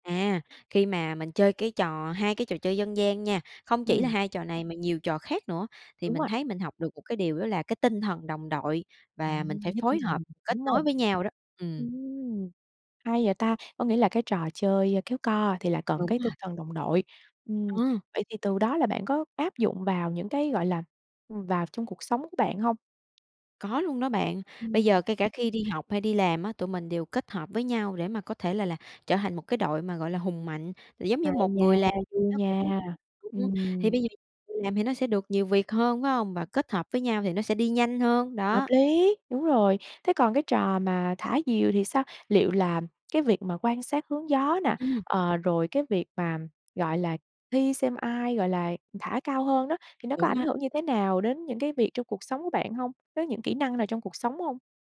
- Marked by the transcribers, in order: tapping
- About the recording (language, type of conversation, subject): Vietnamese, podcast, Bạn nhớ trò chơi tuổi thơ nào vẫn truyền cảm hứng cho bạn?